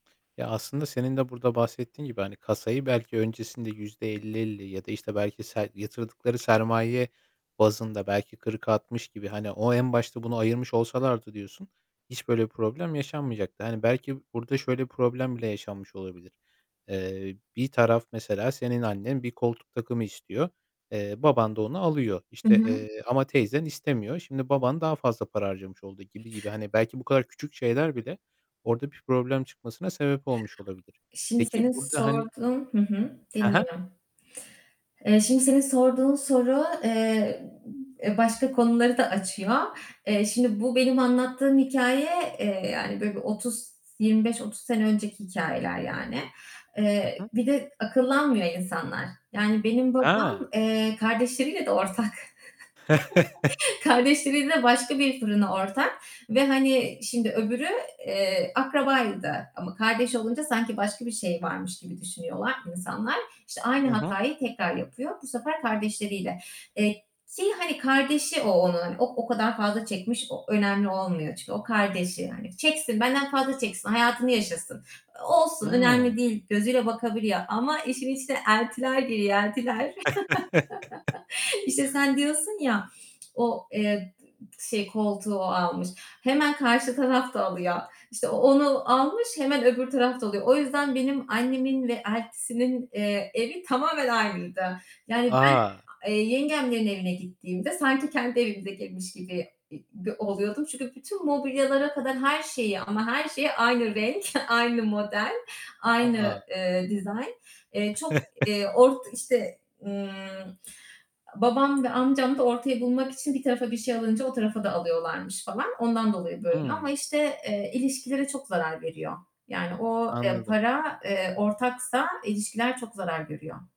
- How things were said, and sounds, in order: static; other background noise; distorted speech; tapping; chuckle; chuckle; other noise; chuckle; chuckle
- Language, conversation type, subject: Turkish, podcast, Para yüzünden çıkan kavgalarda insanlar nasıl bir yaklaşım benimsemeli?